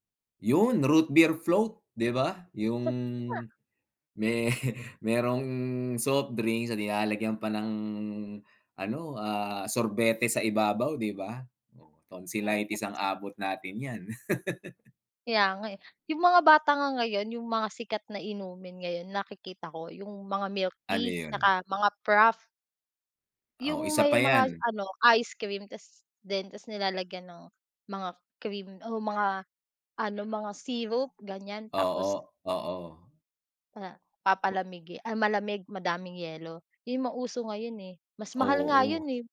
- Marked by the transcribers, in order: unintelligible speech; chuckle; chuckle; other background noise
- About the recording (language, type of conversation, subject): Filipino, unstructured, Ano ang mga paboritong inumin ng mga estudyante tuwing oras ng pahinga?